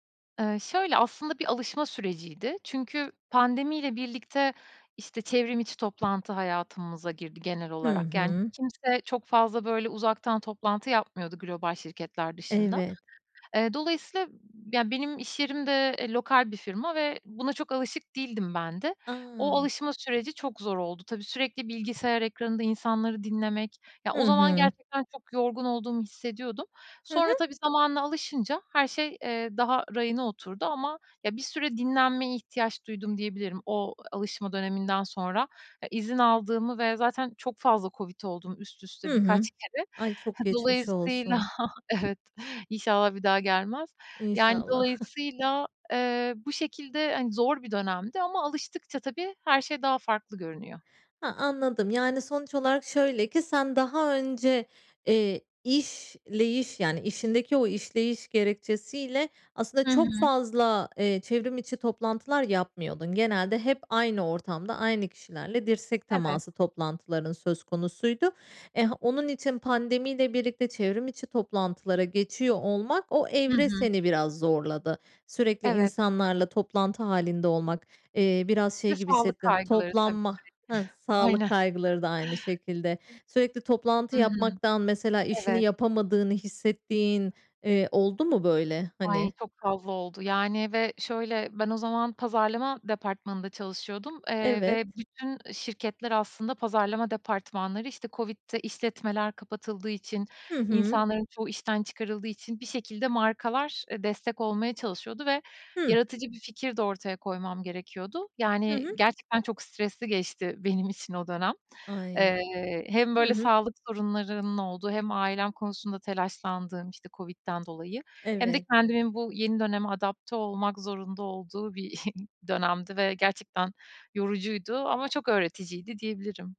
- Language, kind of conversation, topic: Turkish, podcast, Evde kendine zaman ayırmayı nasıl başarıyorsun?
- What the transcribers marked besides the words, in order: other background noise; tapping; chuckle; chuckle; chuckle; scoff